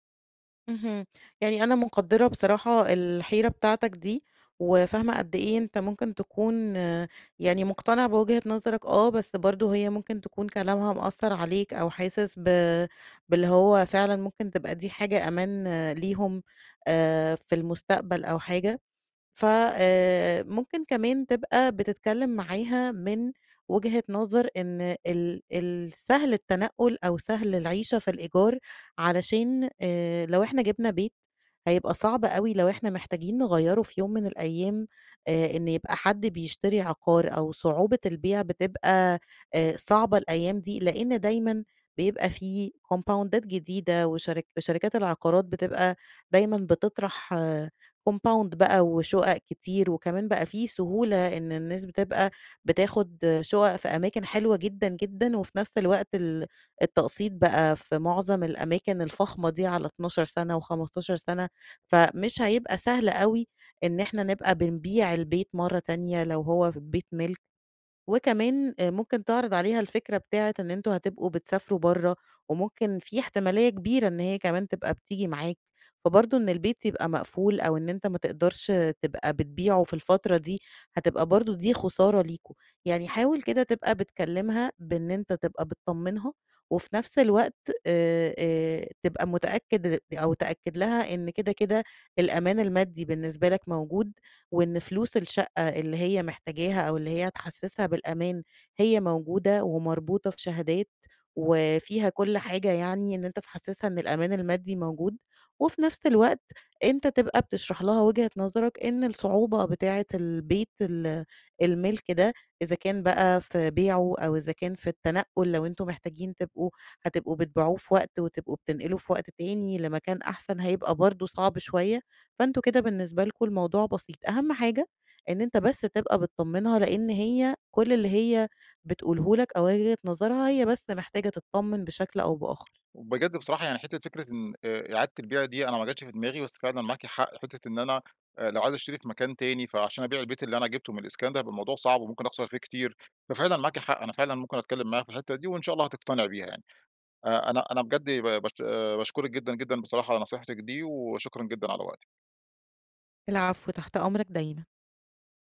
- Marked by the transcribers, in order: in English: "كومباوندات"; in English: "كومباوند"; tapping
- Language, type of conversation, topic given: Arabic, advice, هل أشتري بيت كبير ولا أكمل في سكن إيجار مرن؟